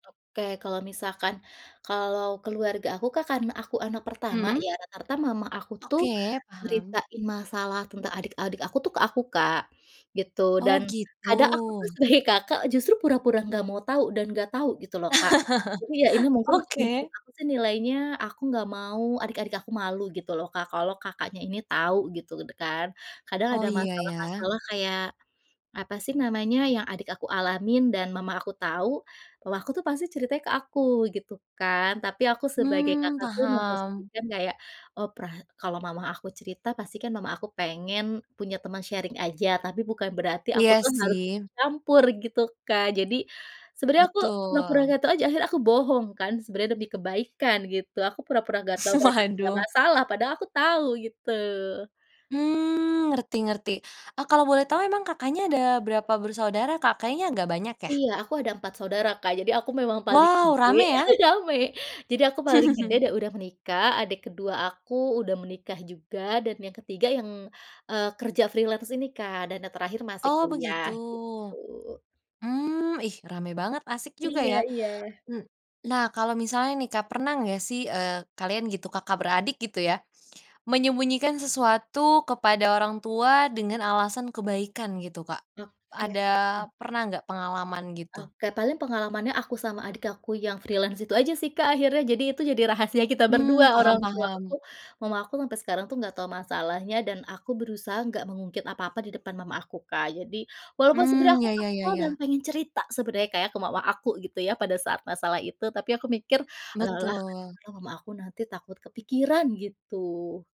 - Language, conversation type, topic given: Indonesian, podcast, Apa pendapatmu tentang kebohongan demi kebaikan dalam keluarga?
- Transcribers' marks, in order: laughing while speaking: "sebagai"; laugh; in English: "sharing"; chuckle; laugh; chuckle; in English: "freelance"; in English: "freelance"